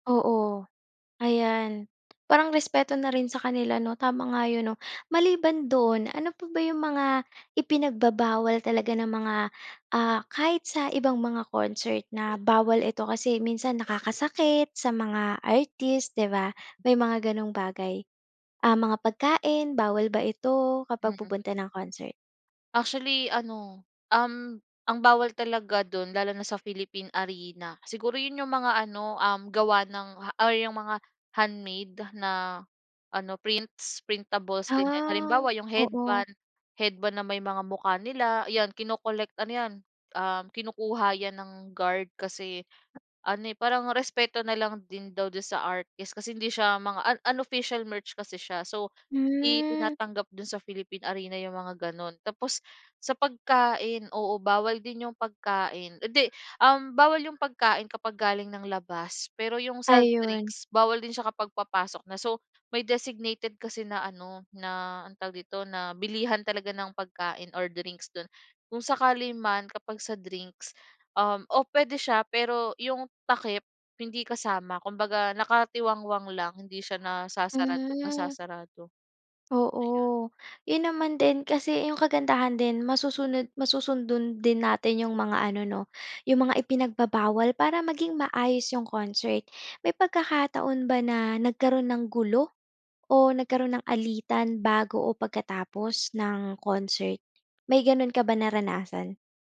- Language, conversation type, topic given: Filipino, podcast, Puwede mo bang ikuwento ang konsiyertong hindi mo malilimutan?
- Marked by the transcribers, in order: tapping; other background noise